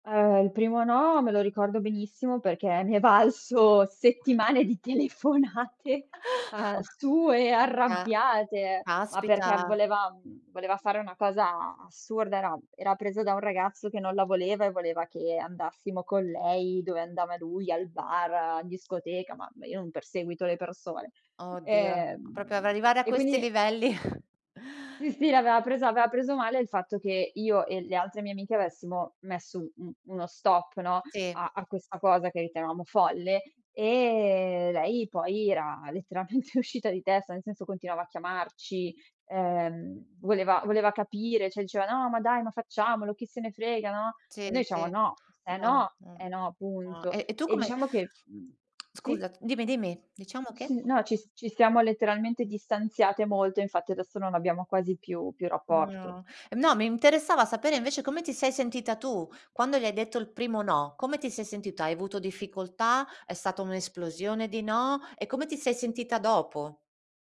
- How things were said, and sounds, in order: unintelligible speech; chuckle; "proprio" said as "propio"; other background noise; chuckle; "Sì" said as "tì"; drawn out: "e"; laughing while speaking: "letteralmente"; "cioè" said as "ceh"; "diciamo" said as "ciamo"; tapping; lip smack
- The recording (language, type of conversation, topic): Italian, podcast, Come si impara a dire no senza sentirsi in colpa?